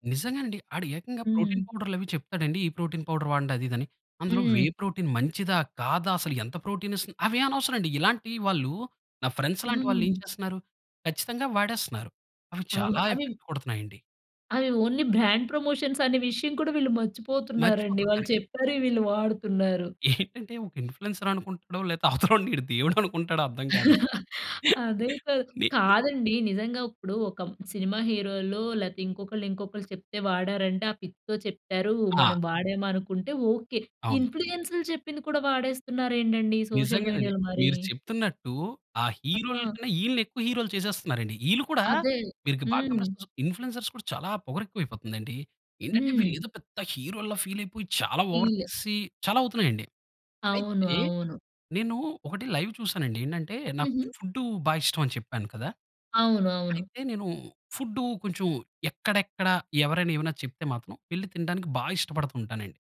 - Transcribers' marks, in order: in English: "ప్రోటీన్"; in English: "ప్రోటీన్ పౌడర్"; in English: "ప్రోటీన్"; in English: "ప్రోటీన్"; in English: "ఫ్రెండ్స్"; in English: "ఎఫెక్ట్"; in English: "ఓన్లీ బ్రాండ్ ప్రమోషన్స్"; in English: "ఇన్‌ఫ్లుయెన్సర్"; giggle; giggle; in English: "హీరోలో"; in English: "పిక్‌తో"; in English: "సోషల్ మీడియాలో"; in English: "ఇన్‌ఫ్లుయెన్సర్స్"; in English: "ఫీల్"; in English: "ఫీల్"; in English: "ఓవర్"; in English: "లైవ్"
- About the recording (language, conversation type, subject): Telugu, podcast, ముఖ్యమైన సంభాషణల విషయంలో ప్రభావకర్తలు బాధ్యత వహించాలి అని మీరు భావిస్తారా?